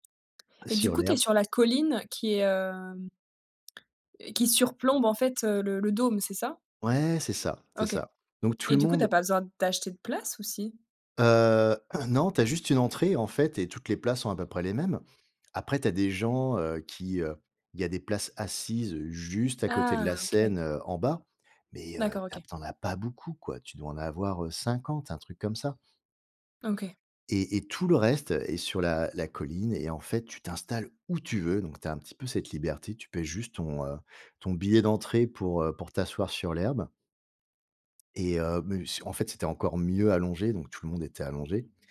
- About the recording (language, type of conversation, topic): French, podcast, Quelle expérience de concert inoubliable as-tu vécue ?
- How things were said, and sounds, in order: other background noise; throat clearing; stressed: "Ah"; stressed: "où tu veux"